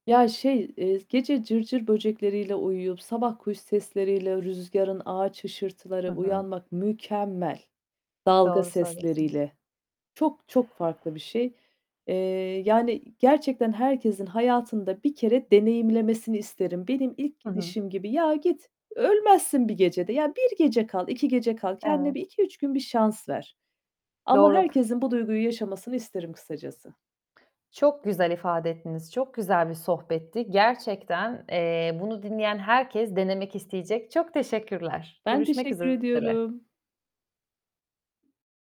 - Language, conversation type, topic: Turkish, podcast, Doğada yaşadığın en unutulmaz anını anlatır mısın?
- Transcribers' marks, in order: static; other background noise; tapping; distorted speech